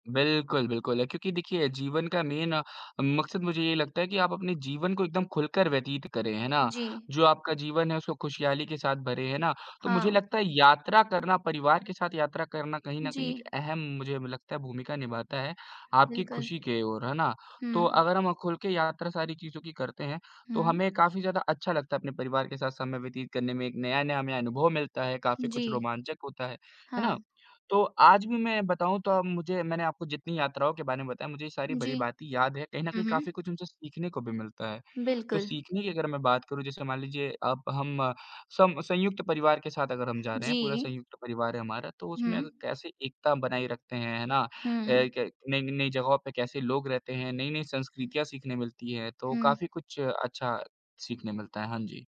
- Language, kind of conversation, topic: Hindi, unstructured, यात्रा के दौरान आपके साथ सबसे मज़ेदार घटना कौन-सी हुई?
- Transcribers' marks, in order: in English: "मेन"